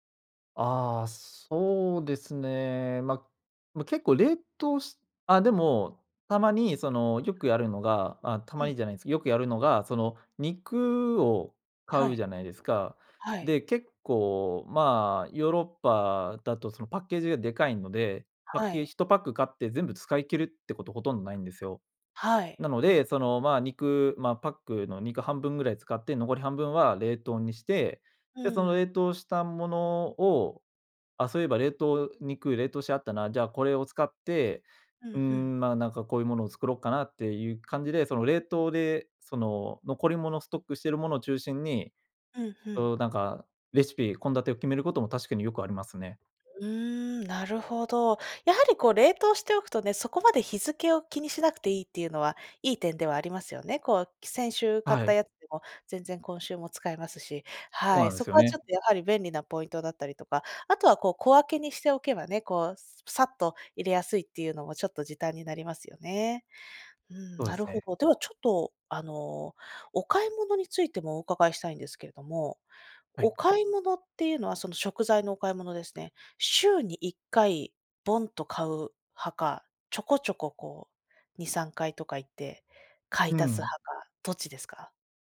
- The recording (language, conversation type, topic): Japanese, podcast, 普段、食事の献立はどのように決めていますか？
- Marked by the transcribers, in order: other noise; "パッケージ" said as "パッケー"; other background noise